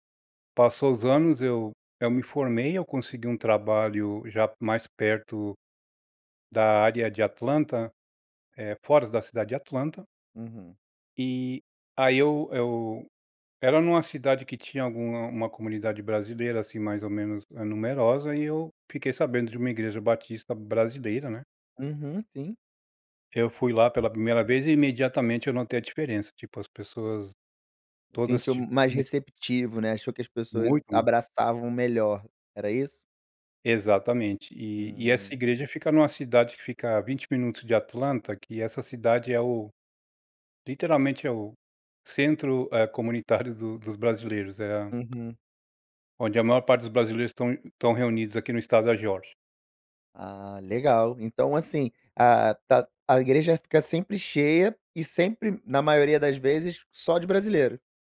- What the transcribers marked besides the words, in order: unintelligible speech
- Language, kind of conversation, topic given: Portuguese, podcast, Como a comida une as pessoas na sua comunidade?